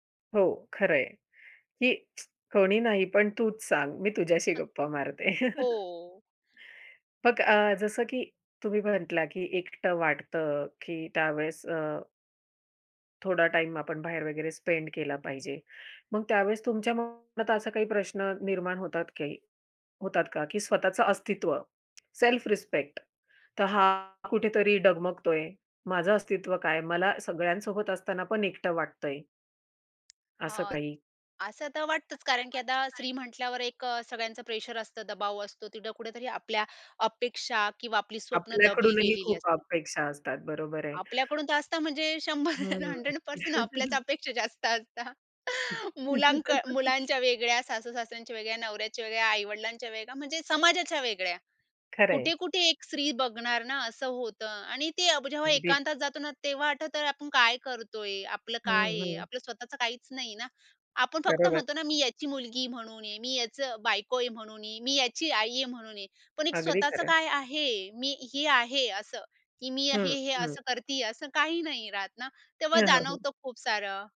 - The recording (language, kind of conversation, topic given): Marathi, podcast, कुटुंबात असूनही एकटं वाटल्यास काय कराल?
- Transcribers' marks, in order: tsk; chuckle; tapping; in English: "स्पेंड"; tsk; "असतं" said as "असता"; chuckle; in English: "हंड्रेड पर्सेंट"; chuckle; laughing while speaking: "आपल्याच अपेक्षा जास्त असता"; laugh; other background noise